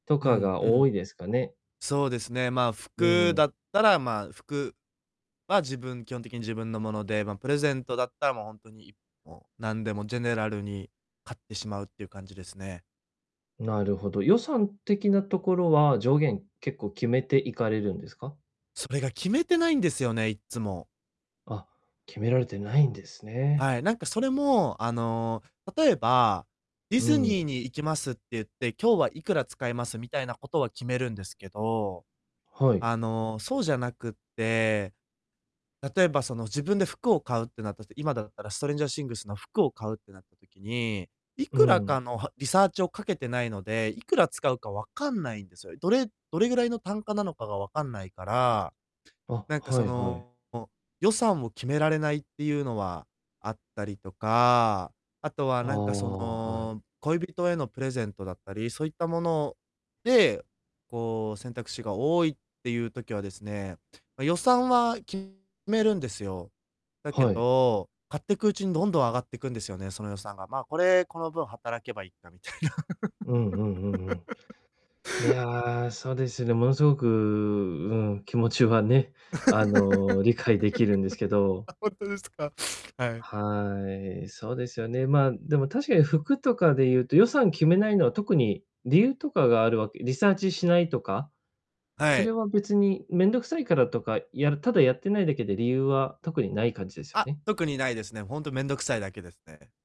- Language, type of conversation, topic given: Japanese, advice, 買い物で選択肢が多すぎて迷ったとき、どうやって決めればいいですか？
- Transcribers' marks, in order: distorted speech; other background noise; laughing while speaking: "みたいな"; laugh; laugh; laughing while speaking: "あ、ほんとですか？"